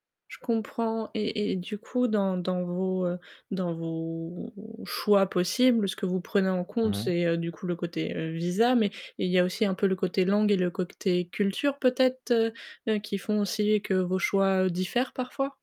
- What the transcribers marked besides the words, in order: static; "côté" said as "côcté"
- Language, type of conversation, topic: French, advice, Comment gérer des désaccords sur les projets de vie (enfants, déménagement, carrière) ?